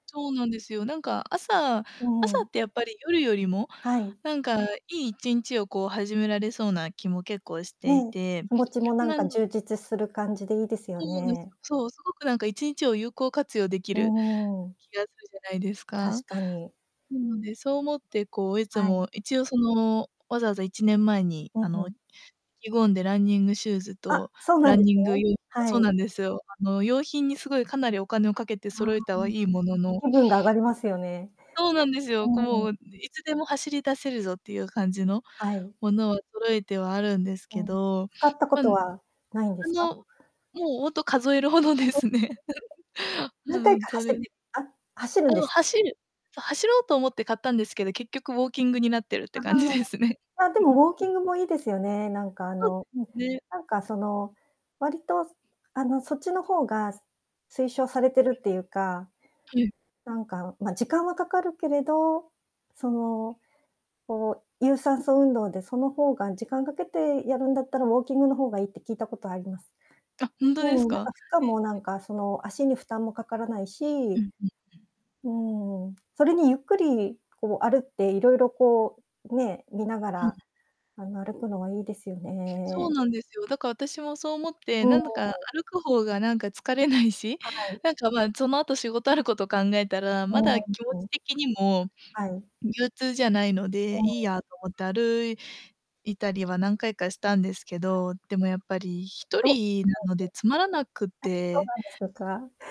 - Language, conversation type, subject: Japanese, advice, 毎朝の運動を習慣にしたいのに続かないのは、なぜですか？
- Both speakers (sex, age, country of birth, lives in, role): female, 25-29, Japan, Japan, user; female, 55-59, Japan, Japan, advisor
- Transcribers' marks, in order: static; distorted speech; other background noise; laughing while speaking: "数えるほどですね"; unintelligible speech; tapping; laughing while speaking: "感じですね"; laughing while speaking: "疲れないし？"; unintelligible speech